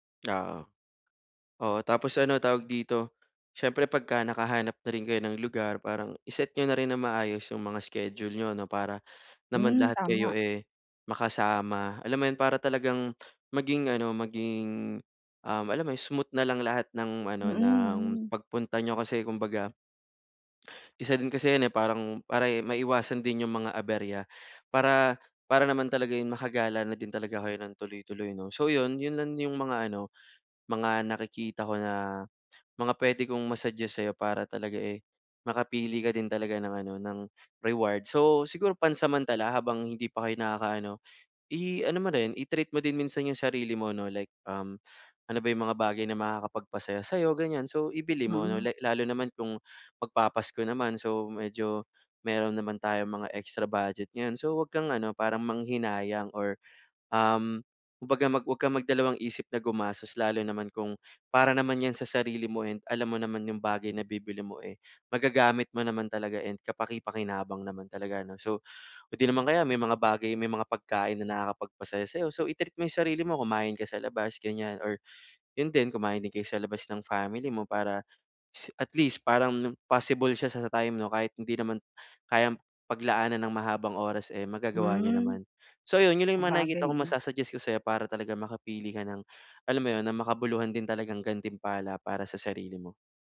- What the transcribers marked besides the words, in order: none
- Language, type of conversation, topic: Filipino, advice, Paano ako pipili ng gantimpalang tunay na makabuluhan?